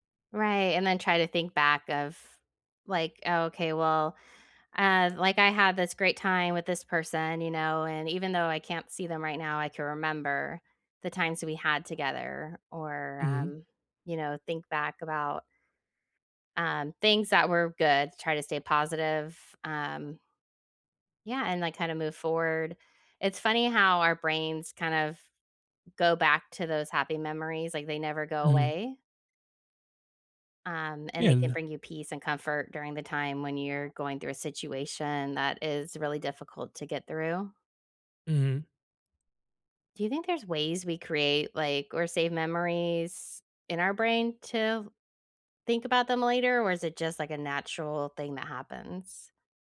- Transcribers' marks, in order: none
- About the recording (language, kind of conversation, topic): English, unstructured, How can focusing on happy memories help during tough times?
- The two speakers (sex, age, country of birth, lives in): female, 40-44, United States, United States; male, 25-29, United States, United States